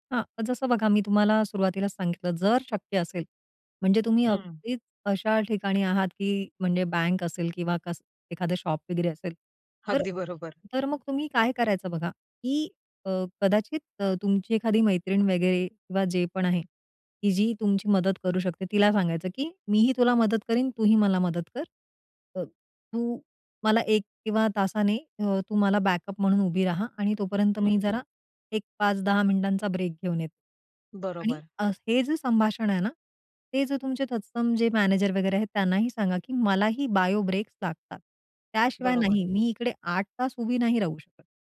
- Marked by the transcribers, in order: in English: "शॉप"; laughing while speaking: "अगदी बरोबर"; in English: "बॅकअप"; in English: "बायो ब्रेक"
- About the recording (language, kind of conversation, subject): Marathi, podcast, दैनंदिन जीवनात जागरूकतेचे छोटे ब्रेक कसे घ्यावेत?